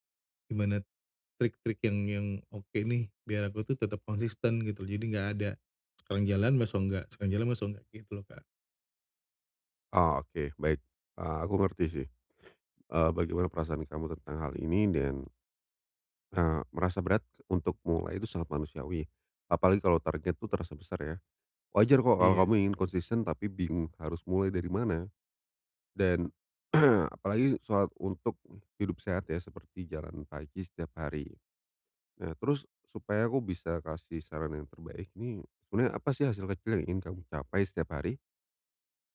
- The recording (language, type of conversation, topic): Indonesian, advice, Bagaimana cara memulai dengan langkah kecil setiap hari agar bisa konsisten?
- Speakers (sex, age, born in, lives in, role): male, 30-34, Indonesia, Indonesia, advisor; male, 35-39, Indonesia, Indonesia, user
- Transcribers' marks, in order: tapping; throat clearing